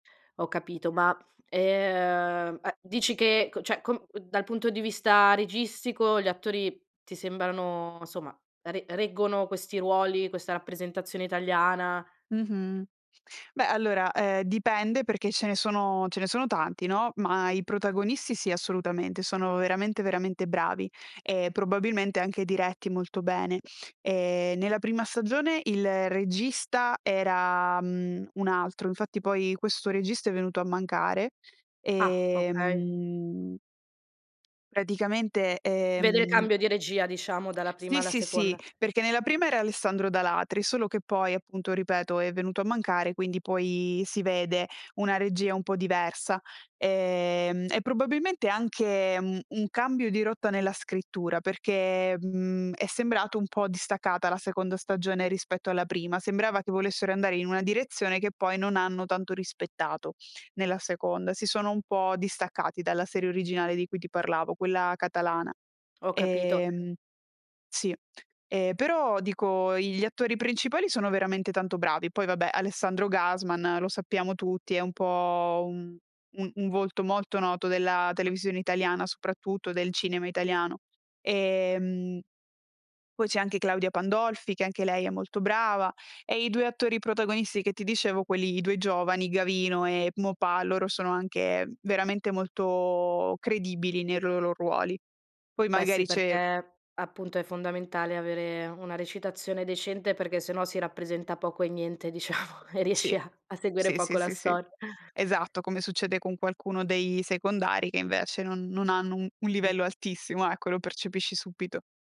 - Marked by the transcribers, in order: "cioè" said as "ceh"; other background noise; "loro" said as "rolo"; laughing while speaking: "diciamo, e riesci a a seguire poco la stor"; tapping; unintelligible speech; "subito" said as "supito"
- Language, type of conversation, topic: Italian, podcast, Qual è una serie italiana che ti ha colpito e perché?